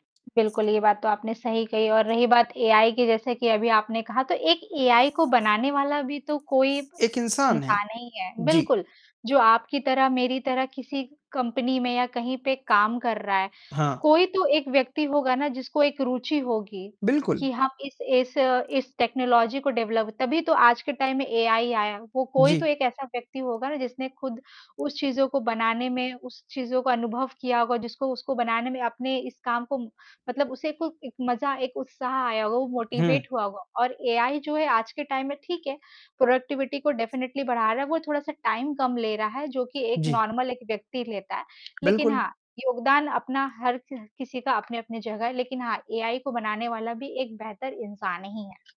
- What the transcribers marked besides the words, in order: static; distorted speech; in English: "टेक्नोलॉज़ी"; in English: "डेवलप"; in English: "टाइम"; in English: "मोटिवेट"; in English: "टाइम"; in English: "प्रोडक्टिविटी"; in English: "डेफिनिटली"; in English: "टाइम"; in English: "नॉर्मल"
- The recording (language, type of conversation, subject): Hindi, unstructured, आपको अपने काम का सबसे मज़ेदार हिस्सा क्या लगता है?